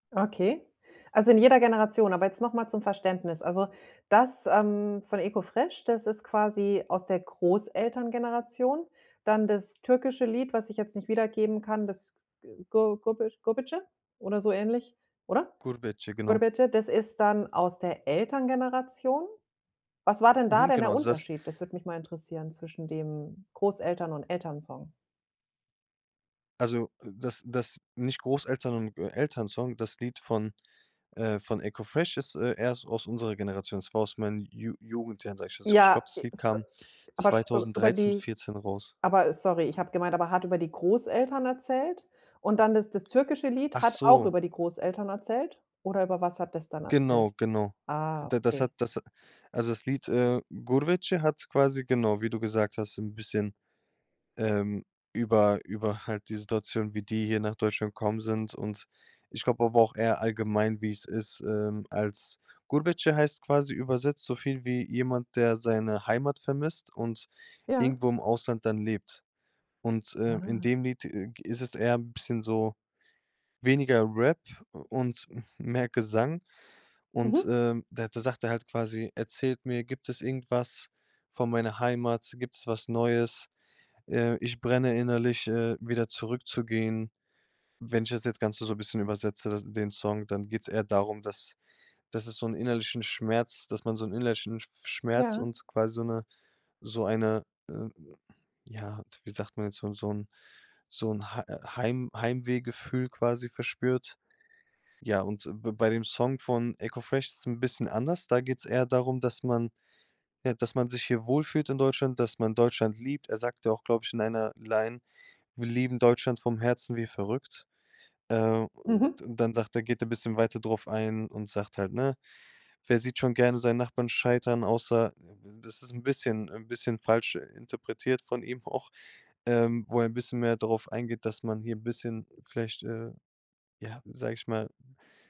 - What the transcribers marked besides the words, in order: none
- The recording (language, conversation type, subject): German, podcast, Wie nimmst du kulturelle Einflüsse in moderner Musik wahr?